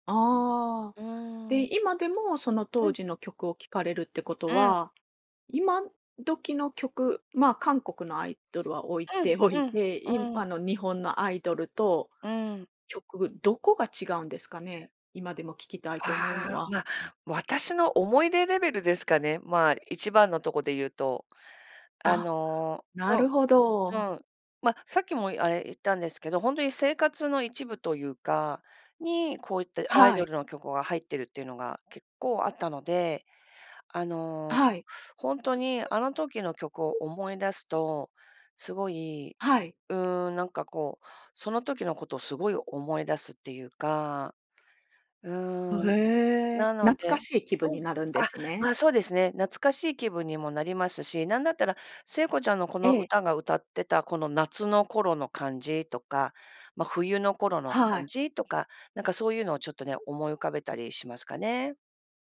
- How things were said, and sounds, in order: tapping; other background noise
- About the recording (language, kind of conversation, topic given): Japanese, podcast, 昔好きだった曲は、今でも聴けますか？